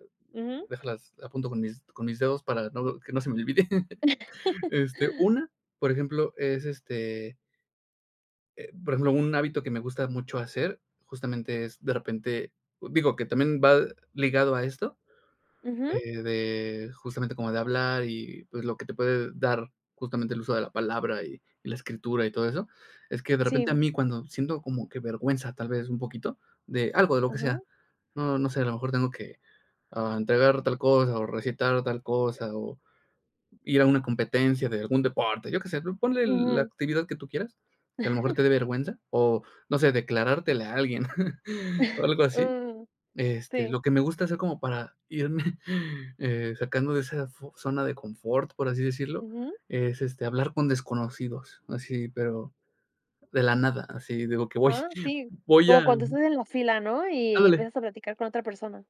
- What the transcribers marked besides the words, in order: laugh; chuckle; chuckle; chuckle; laugh; chuckle
- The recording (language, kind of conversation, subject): Spanish, podcast, ¿Qué hábitos te ayudan a mantener la creatividad día a día?